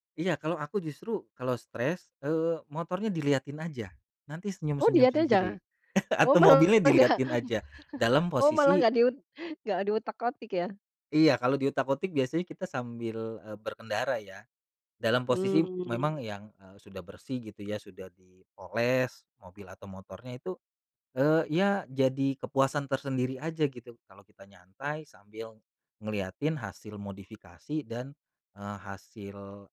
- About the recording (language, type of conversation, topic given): Indonesian, podcast, Bagaimana hobimu membantumu mengatasi stres?
- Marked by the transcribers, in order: chuckle; laughing while speaking: "enggak m"; chuckle; "utak-atik" said as "utak-otik"; "diutak-atik" said as "diutak-utik"; tapping